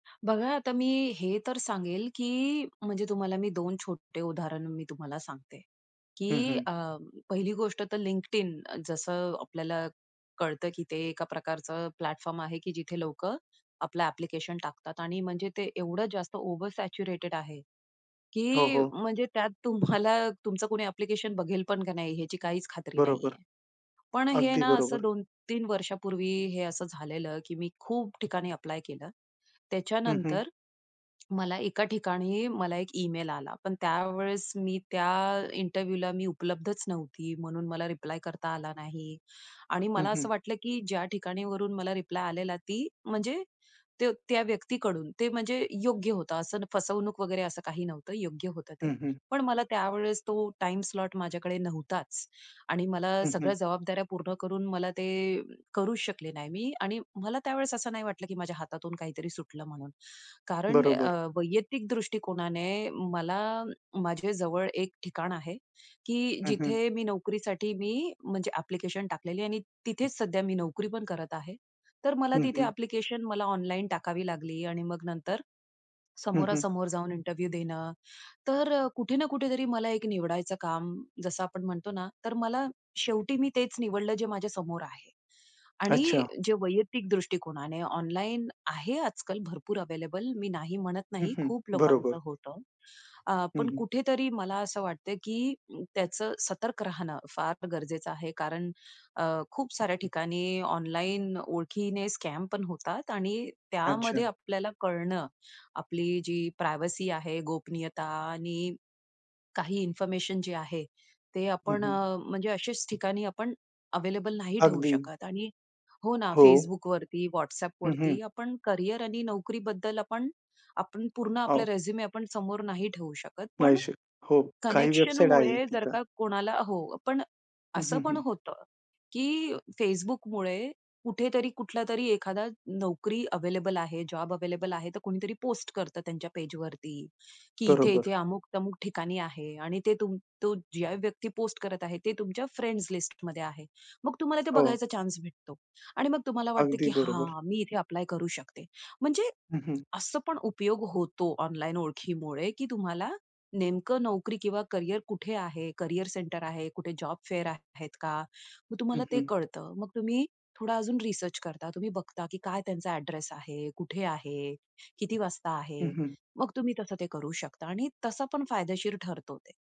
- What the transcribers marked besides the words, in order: in English: "प्लॅटफॉर्म"; in English: "ॲप्लिकेशन"; in English: "ओव्हर सॅच्युरेटेड"; in English: "ॲप्लिकेशन"; in English: "ॲप्लाय"; in English: "इंटरव्ह्यूला"; in English: "रिप्लाय"; in English: "रिप्लाय"; in English: "टाईम स्लॉट"; in English: "ॲप्लिकेशन"; in English: "ॲप्लिकेशन"; in English: "इंटरव्ह्यूला"; tapping; in English: "अवेलेबल"; in English: "स्कॅम"; in English: "प्रायव्हसी"; in English: "अवेलेबल"; in English: "रिझ्युम"; unintelligible speech; in English: "जॉब अवेलेबल"; in English: "फ्रेंड्स लिस्ट"; in English: "ॲप्लाय"; in English: "करियर सेंटर"; in English: "जॉब फेअर"; in English: "अ‍ॅड्रेस"
- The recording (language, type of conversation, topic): Marathi, podcast, ऑनलाइन उपस्थितीचा नोकरी आणि व्यावसायिक वाटचालीवर किती प्रभाव पडतो?